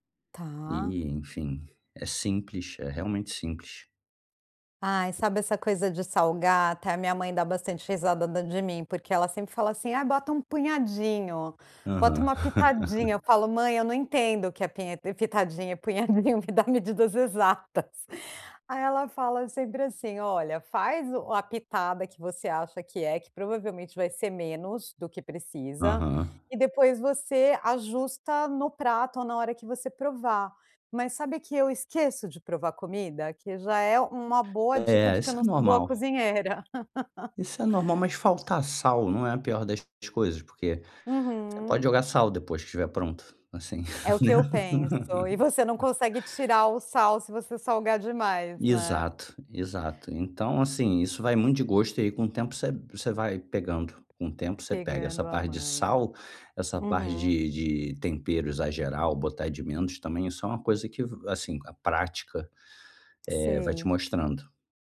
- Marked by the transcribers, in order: laugh; laughing while speaking: "punhadinho, me dá medidas exatas"; laugh; laughing while speaking: "né?"; laugh; other background noise; tapping
- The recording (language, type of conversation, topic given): Portuguese, advice, Como posso me sentir mais seguro ao cozinhar pratos novos?